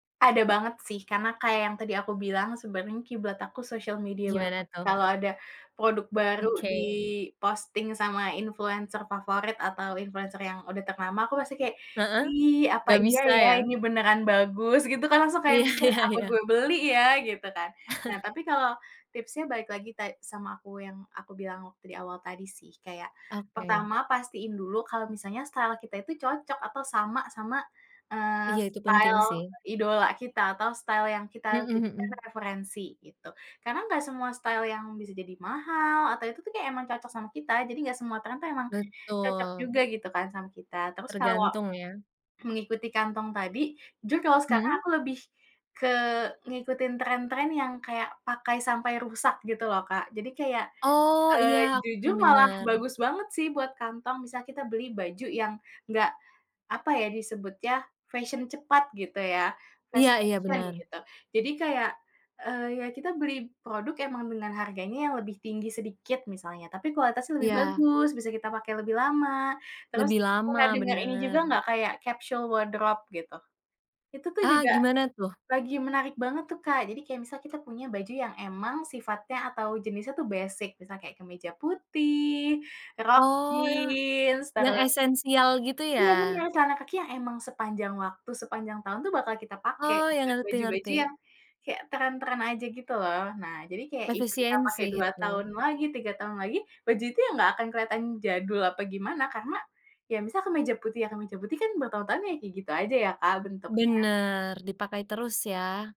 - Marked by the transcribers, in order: laughing while speaking: "Iya iya"; chuckle; in English: "style"; in English: "style"; in English: "style"; in English: "style"; in English: "fast fashion"; in English: "capsule wardrobe"; tapping
- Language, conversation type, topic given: Indonesian, podcast, Menurutmu, bagaimana pengaruh media sosial terhadap gayamu?
- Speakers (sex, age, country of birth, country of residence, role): female, 20-24, Indonesia, Indonesia, guest; female, 20-24, Indonesia, Indonesia, host